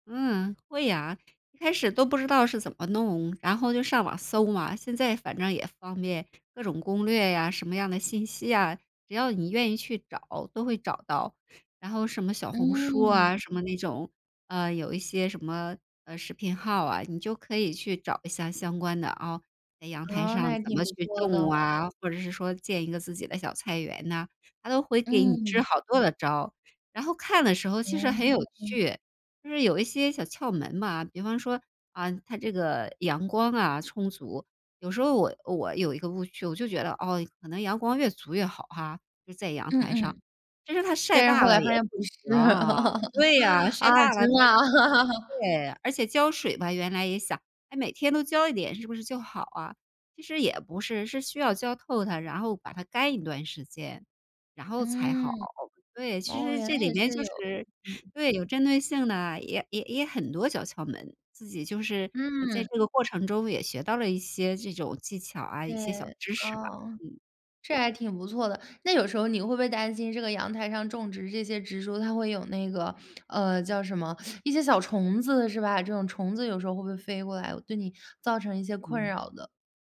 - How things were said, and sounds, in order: other background noise; laughing while speaking: "不是，啊，真的啊"; unintelligible speech; laugh; teeth sucking
- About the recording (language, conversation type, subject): Chinese, podcast, 在城市里如何实践自然式的简约？